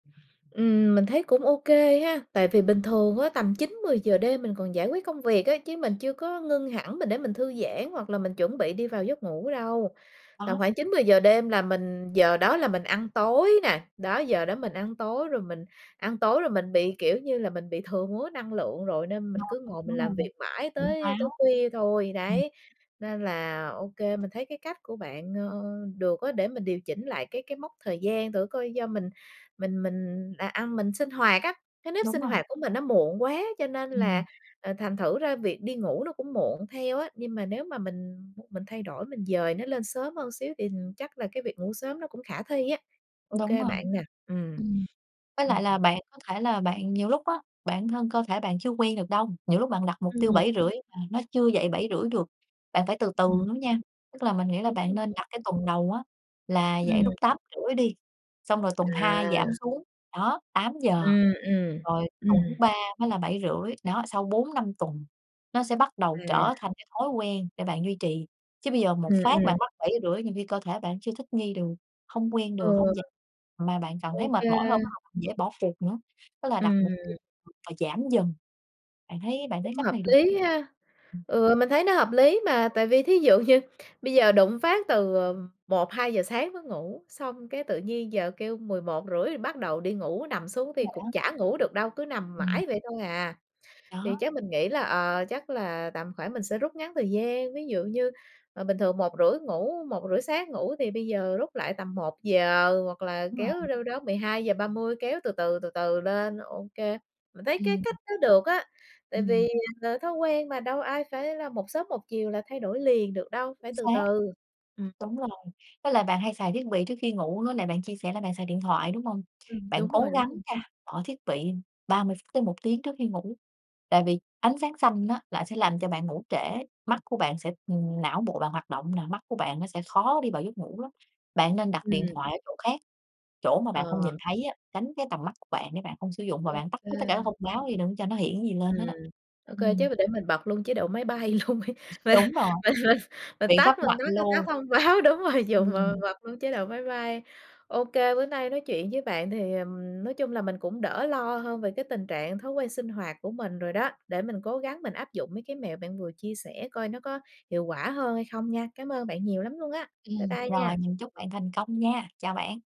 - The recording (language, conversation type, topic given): Vietnamese, advice, Làm sao để tôi ngừng thức dậy muộn và duy trì thói quen buổi sáng?
- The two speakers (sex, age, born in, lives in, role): female, 30-34, Vietnam, Vietnam, advisor; female, 35-39, Vietnam, Germany, user
- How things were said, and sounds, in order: other background noise; tapping; laughing while speaking: "như"; laughing while speaking: "luôn đi. Mình mình mình"; laughing while speaking: "báo"